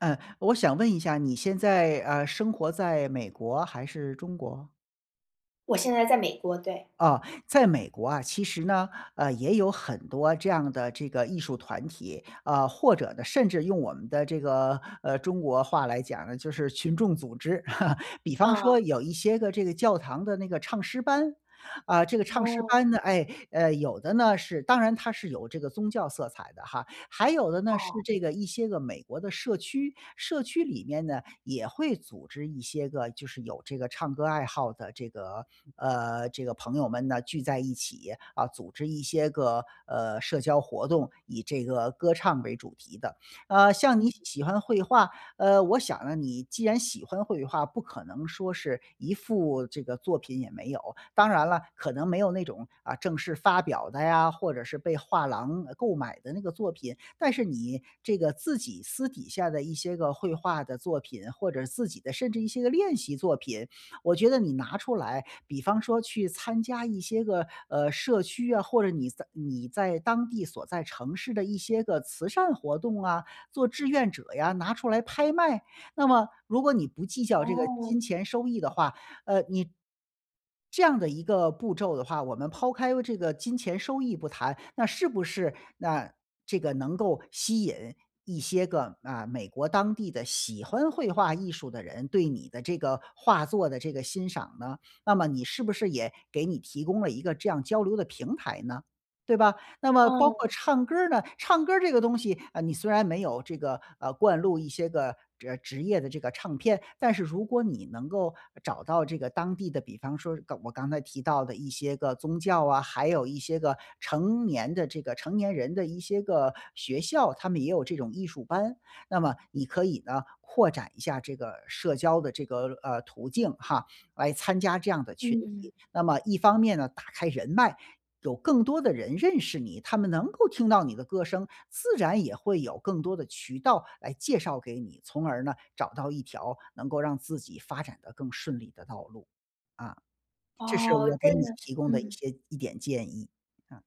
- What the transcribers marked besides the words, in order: other background noise; chuckle
- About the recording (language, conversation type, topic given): Chinese, advice, 我怎样才能重建自信并找到归属感？
- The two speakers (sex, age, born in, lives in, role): female, 30-34, China, United States, user; male, 45-49, China, United States, advisor